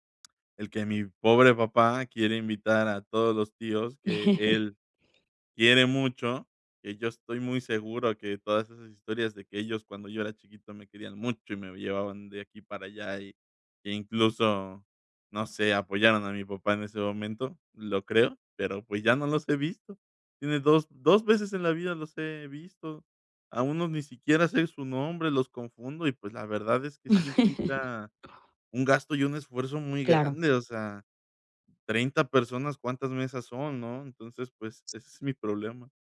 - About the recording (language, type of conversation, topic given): Spanish, advice, ¿Cómo te sientes respecto a la obligación de seguir tradiciones familiares o culturales?
- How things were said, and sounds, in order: laugh; other background noise; laugh